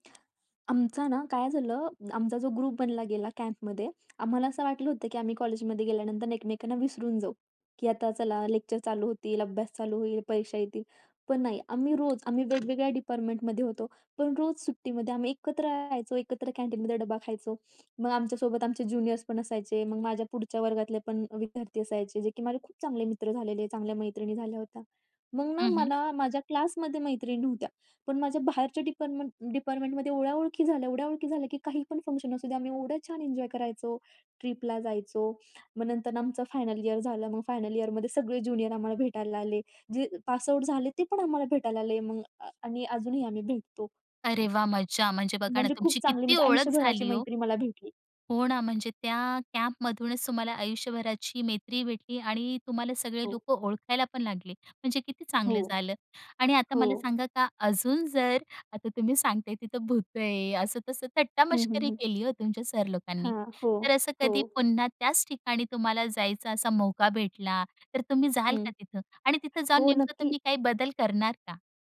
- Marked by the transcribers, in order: other background noise; in English: "ग्रुप"; tapping; in English: "फंक्शन"; anticipating: "आता तुम्ही सांगताय तिथं भूतं आहे"
- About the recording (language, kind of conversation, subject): Marathi, podcast, कॅम्पमधल्या त्या रात्रीची आठवण सांगाल का?